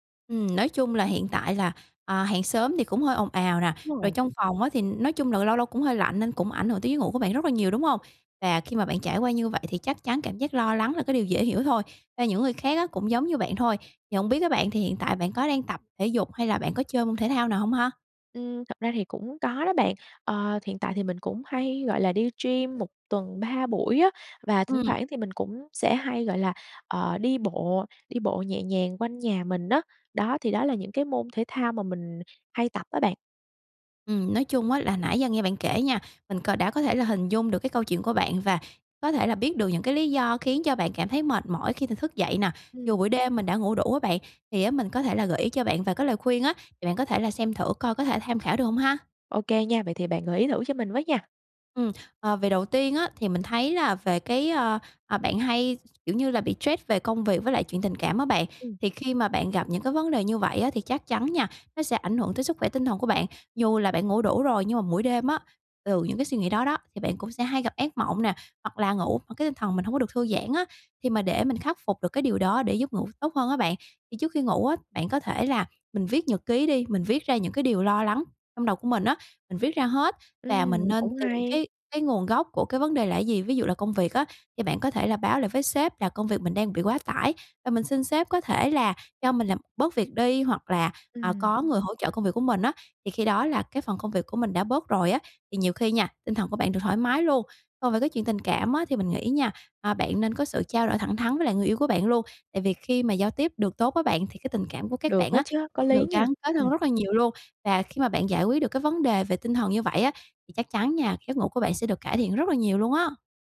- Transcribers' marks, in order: other noise; "stress" said as "trét"; tapping
- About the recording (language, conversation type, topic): Vietnamese, advice, Tại sao tôi cứ thức dậy mệt mỏi dù đã ngủ đủ giờ mỗi đêm?